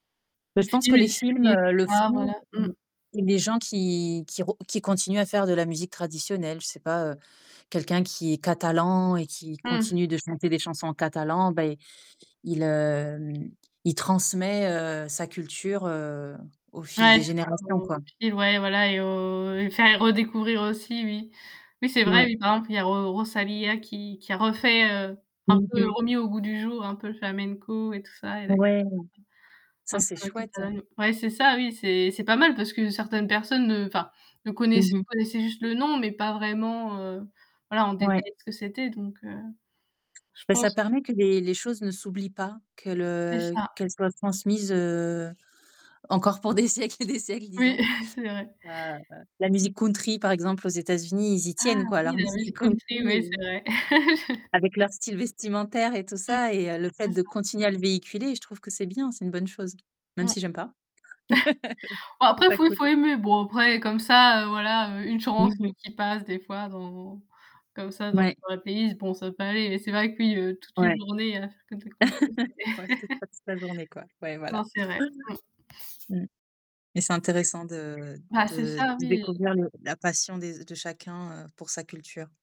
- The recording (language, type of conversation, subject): French, unstructured, Aimez-vous découvrir d’autres cultures à travers l’art ou la musique ?
- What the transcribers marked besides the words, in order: static; distorted speech; unintelligible speech; drawn out: "heu"; tapping; other background noise; laughing while speaking: "pour des siècles et des siècles disons"; chuckle; chuckle; unintelligible speech; chuckle; chuckle; unintelligible speech